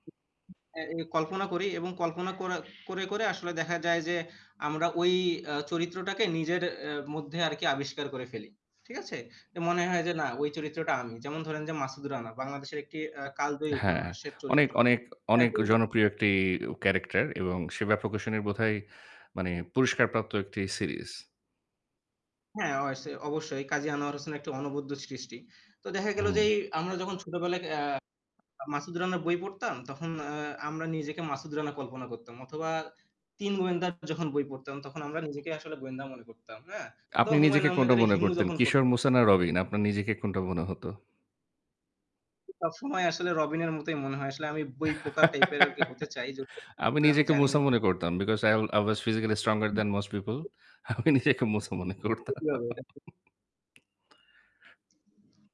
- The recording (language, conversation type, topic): Bengali, unstructured, আপনি বই পড়া নাকি সিনেমা দেখা—কোনটি বেশি পছন্দ করেন, এবং কেন?
- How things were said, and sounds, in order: other background noise; distorted speech; static; laugh; in English: "because i will i was physically stronger than most people"; laughing while speaking: "আমি নিজেকে মুসা মনে করতাম"; unintelligible speech